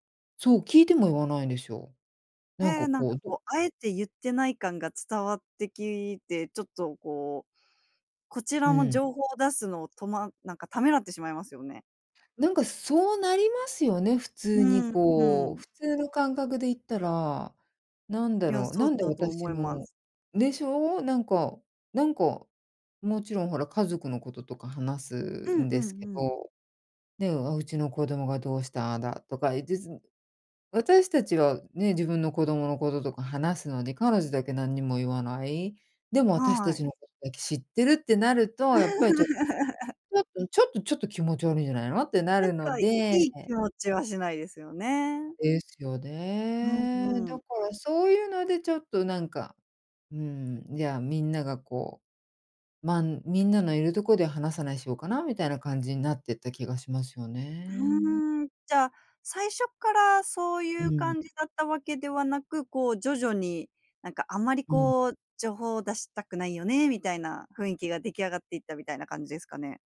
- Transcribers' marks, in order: laugh
- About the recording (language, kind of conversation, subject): Japanese, podcast, 職場の雰囲気は普段どのように感じていますか？